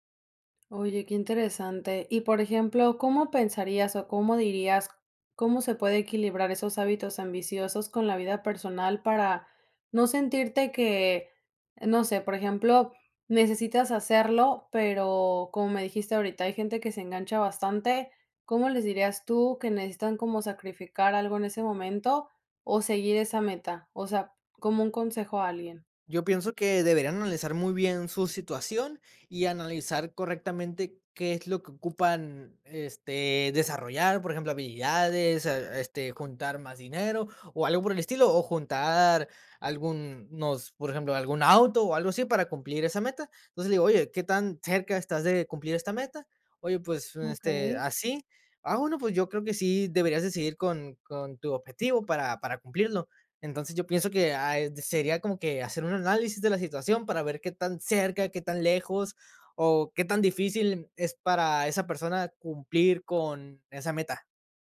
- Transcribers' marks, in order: none
- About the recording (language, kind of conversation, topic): Spanish, podcast, ¿Qué hábitos diarios alimentan tu ambición?